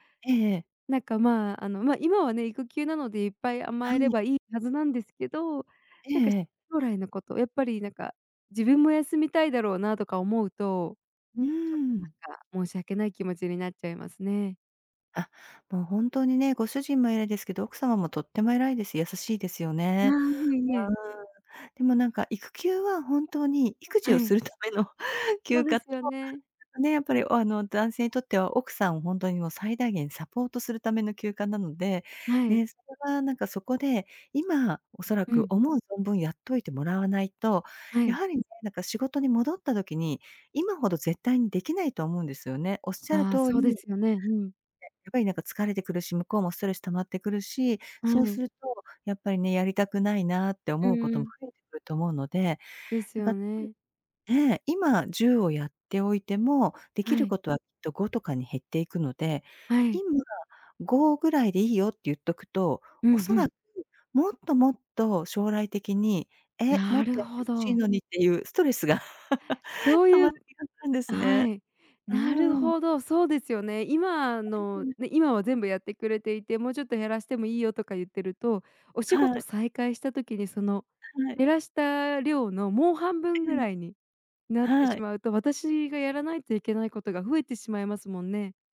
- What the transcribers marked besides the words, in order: laughing while speaking: "ための"; other background noise; unintelligible speech; laugh; unintelligible speech
- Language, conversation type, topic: Japanese, advice, 家事や育児で自分の時間が持てないことについて、どのように感じていますか？